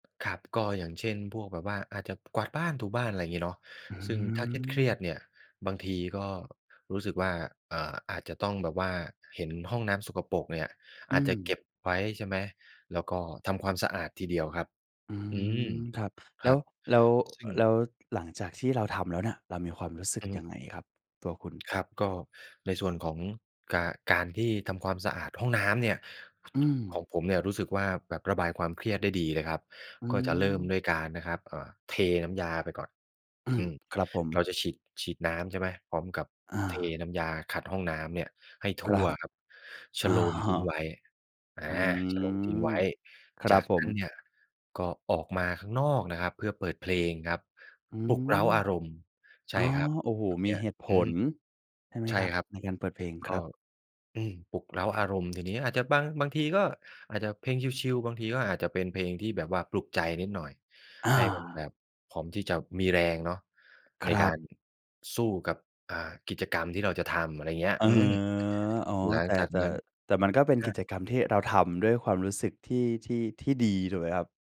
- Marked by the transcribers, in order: tapping; other background noise; drawn out: "อืม"; drawn out: "เออ"
- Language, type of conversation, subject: Thai, podcast, คุณมีเทคนิคจัดการความเครียดยังไงบ้าง?